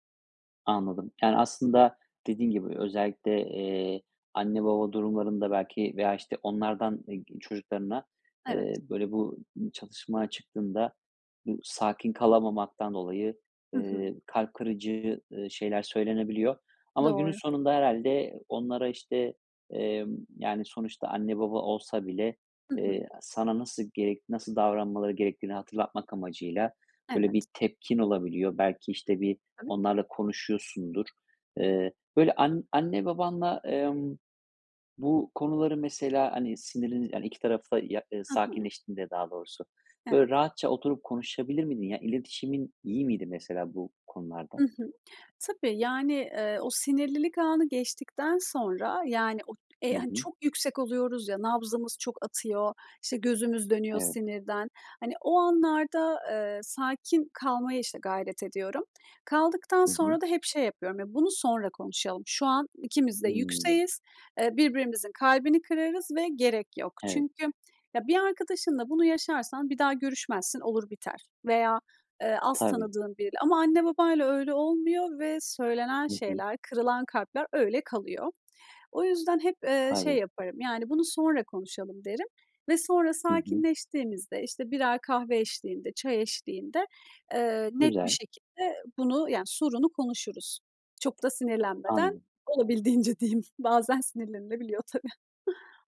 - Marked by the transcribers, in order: other background noise; tapping; laughing while speaking: "Olabildiğince diyeyim, bazen sinirlenilebiliyor tabii"; chuckle
- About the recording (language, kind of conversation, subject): Turkish, podcast, Çatışma çıktığında nasıl sakin kalırsın?